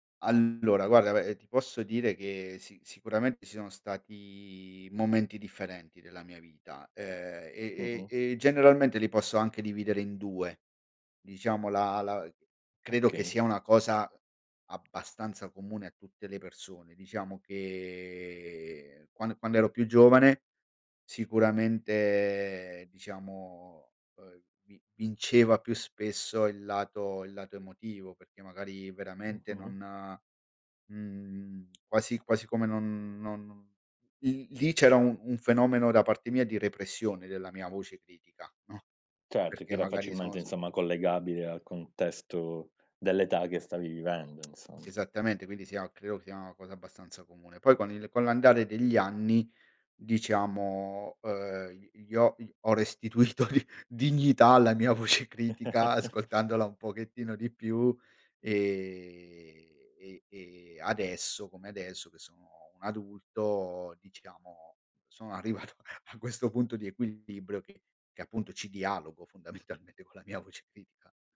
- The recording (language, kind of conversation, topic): Italian, podcast, Come gestisci la voce critica dentro di te?
- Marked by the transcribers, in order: tsk; laughing while speaking: "restituito di dignità alla mia voce critica"; laugh; laughing while speaking: "sono arrivato a a questo"; laughing while speaking: "fondamentalmente"